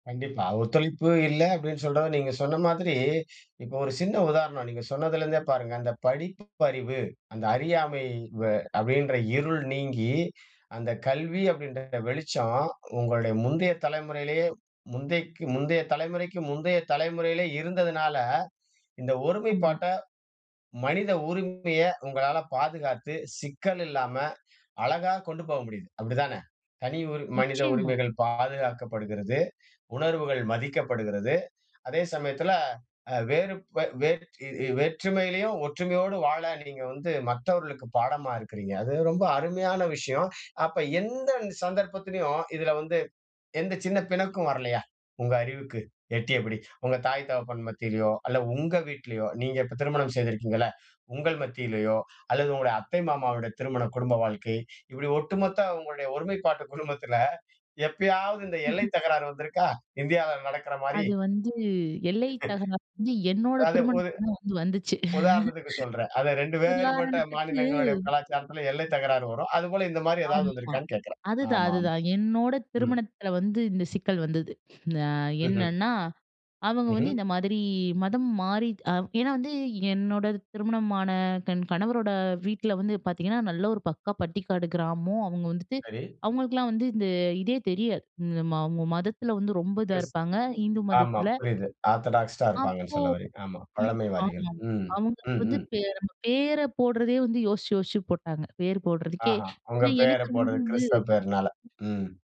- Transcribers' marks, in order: other background noise; chuckle; chuckle; chuckle; drawn out: "ஆமா"; in English: "ஆர்த்தடாக்ஸ்டா"; unintelligible speech; other noise
- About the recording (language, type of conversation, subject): Tamil, podcast, முழுமையாக வேறுபட்ட மதம் அல்லது கலாச்சாரத்தைச் சேர்ந்தவரை குடும்பம் ஏற்றுக்கொள்வதைக் குறித்து நீங்கள் என்ன நினைக்கிறீர்கள்?